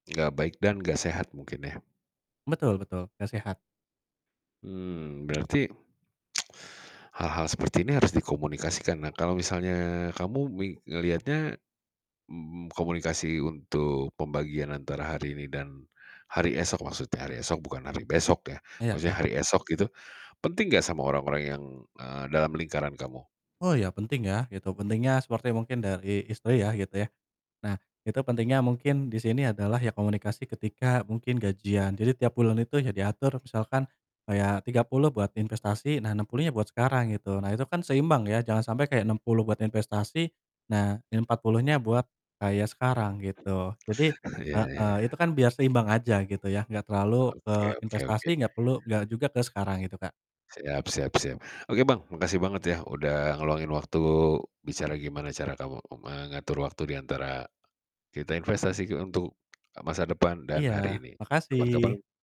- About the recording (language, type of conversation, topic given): Indonesian, podcast, Bagaimana cara mengatur waktu antara menikmati hidup saat ini dan berinvestasi pada diri sendiri?
- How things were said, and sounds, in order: tsk; other background noise